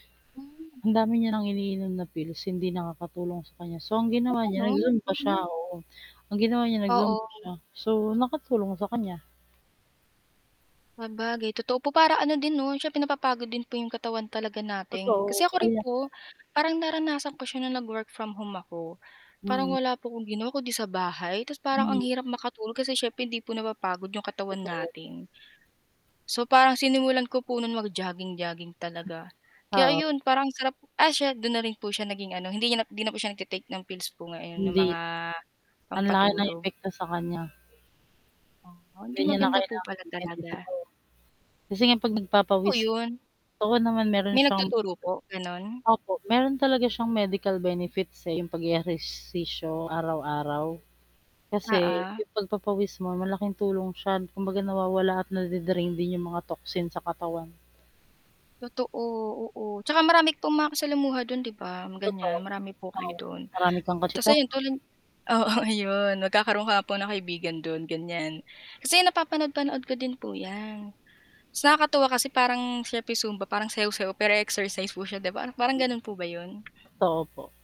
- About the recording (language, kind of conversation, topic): Filipino, unstructured, Ano ang mga pagbabagong napapansin mo kapag regular kang nag-eehersisyo?
- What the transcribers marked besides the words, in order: static; chuckle; in English: "medical benefits"; in English: "toxin"; laughing while speaking: "Oo"